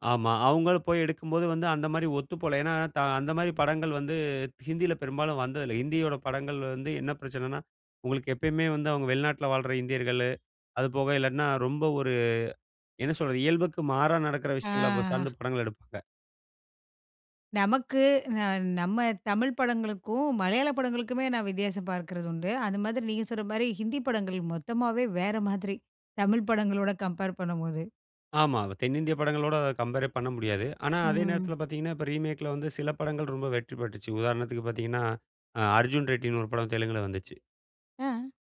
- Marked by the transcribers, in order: tapping; in English: "கம்பேர்"; in English: "கம்பேரே"; in English: "ரீமேக்‌ல"
- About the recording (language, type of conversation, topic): Tamil, podcast, ரீமேக்குகள், சீக்வெல்களுக்கு நீங்கள் எவ்வளவு ஆதரவு தருவீர்கள்?